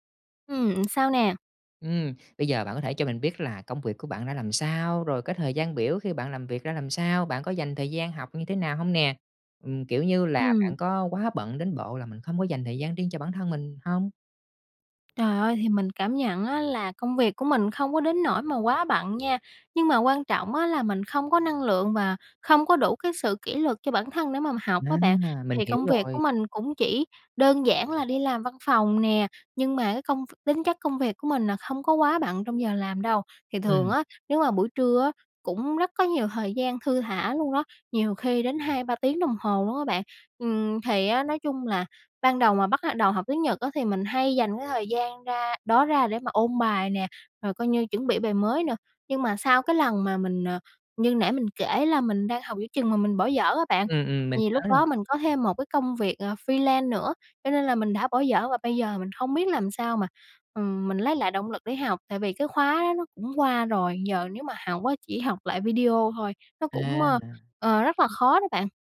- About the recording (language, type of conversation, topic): Vietnamese, advice, Vì sao bạn chưa hoàn thành mục tiêu dài hạn mà bạn đã đặt ra?
- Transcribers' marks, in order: tapping; in English: "freelance"